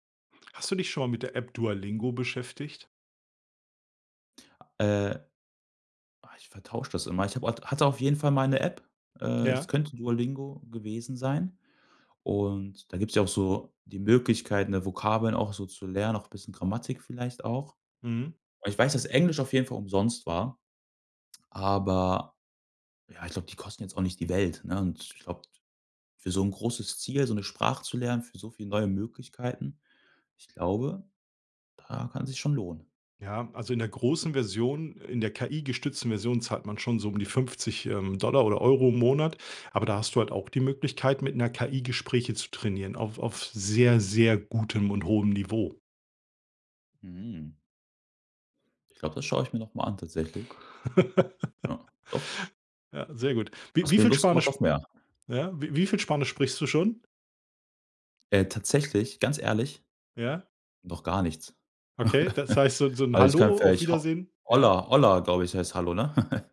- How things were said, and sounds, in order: stressed: "Welt"; other background noise; stressed: "gutem"; laugh; laugh; in Spanish: "hola hola"; giggle
- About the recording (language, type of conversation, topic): German, podcast, Was würdest du jetzt gern noch lernen und warum?